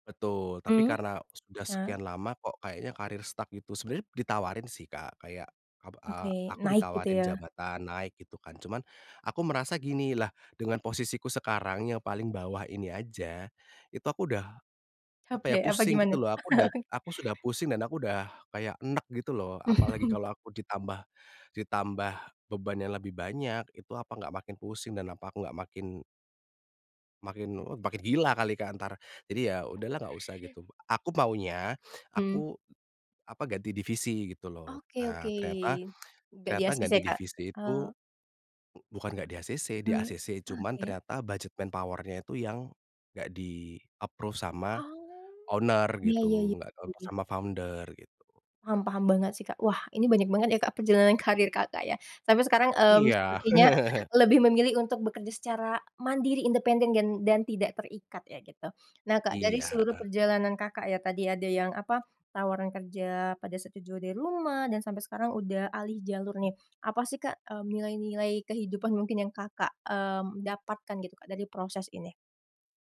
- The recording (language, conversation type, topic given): Indonesian, podcast, Bagaimana kamu menilai tawaran kerja yang mengharuskan kamu jauh dari keluarga?
- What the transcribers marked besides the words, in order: tapping; in English: "stuck"; laughing while speaking: "Capek?"; chuckle; chuckle; lip smack; in English: "budget manpower-nya"; in English: "di-approved"; in English: "owner"; in English: "founder"; chuckle